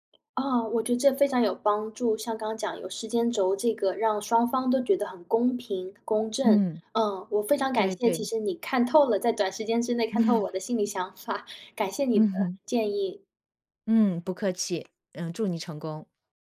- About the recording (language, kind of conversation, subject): Chinese, advice, 在重大的决定上，我该听从别人的建议还是相信自己的内心声音？
- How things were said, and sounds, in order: other background noise; laughing while speaking: "想法"